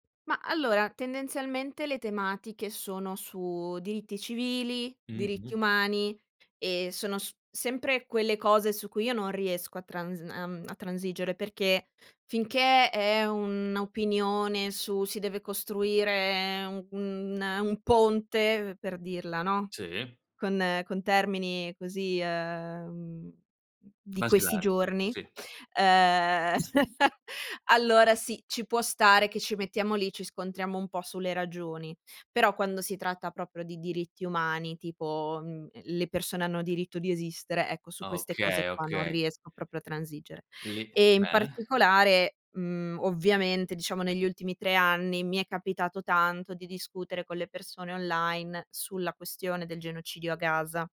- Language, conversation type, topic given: Italian, podcast, Raccontami un episodio in cui hai dovuto difendere le tue idee?
- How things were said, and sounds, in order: chuckle; other background noise